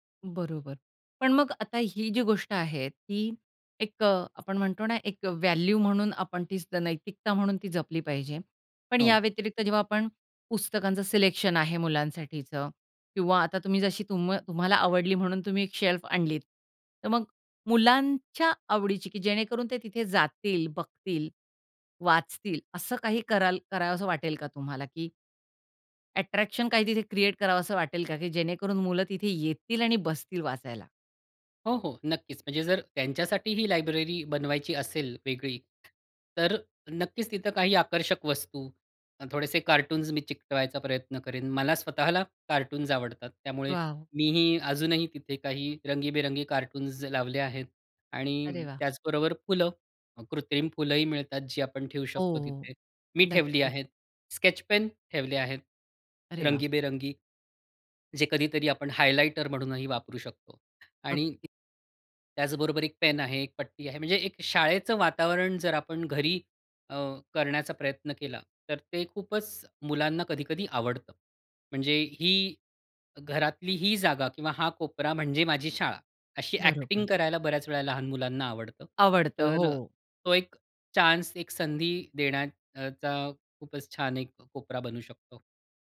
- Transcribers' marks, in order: in English: "व्हॅल्यू"; in English: "शेल्फ"; other background noise; in English: "ॲक्टिंग"
- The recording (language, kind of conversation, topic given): Marathi, podcast, एक छोटा वाचन कोपरा कसा तयार कराल?